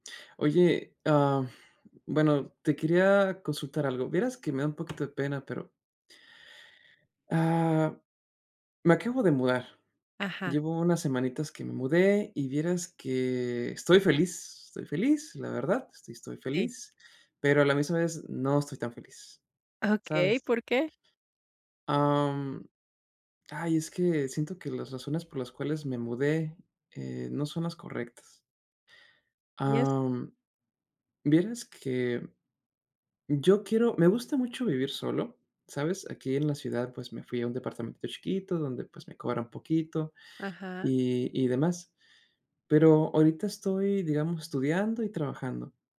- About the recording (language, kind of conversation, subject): Spanish, advice, ¿Cómo te sientes después de mudarte a una nueva ciudad y sentirte solo/a?
- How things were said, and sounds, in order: none